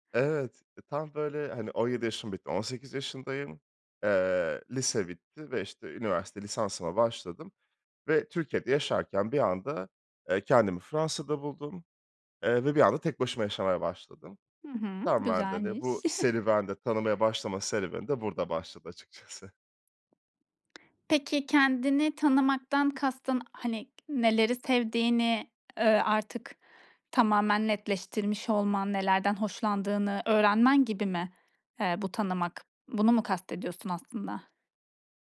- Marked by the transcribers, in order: chuckle; other background noise
- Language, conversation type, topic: Turkish, podcast, Kendini tanımaya nereden başladın?